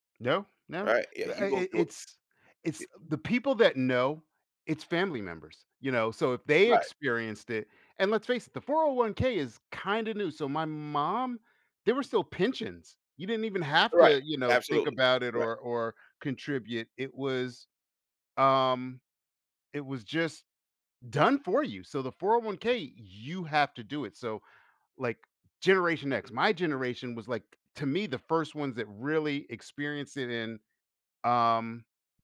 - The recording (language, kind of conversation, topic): English, podcast, What helps someone succeed and feel comfortable when starting a new job?
- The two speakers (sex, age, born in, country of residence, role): male, 55-59, United States, United States, guest; male, 60-64, United States, United States, host
- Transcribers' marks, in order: none